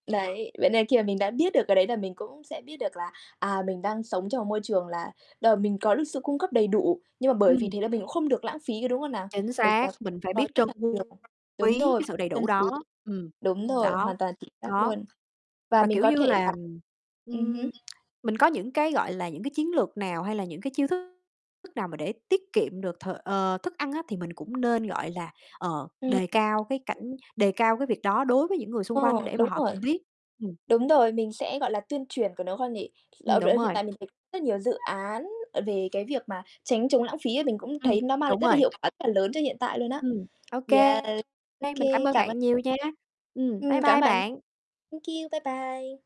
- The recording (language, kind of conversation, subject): Vietnamese, unstructured, Bạn nghĩ sao về tình trạng lãng phí thức ăn trong gia đình?
- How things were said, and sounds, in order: other background noise; unintelligible speech; distorted speech; tapping; unintelligible speech; unintelligible speech; static; in English: "Thank you"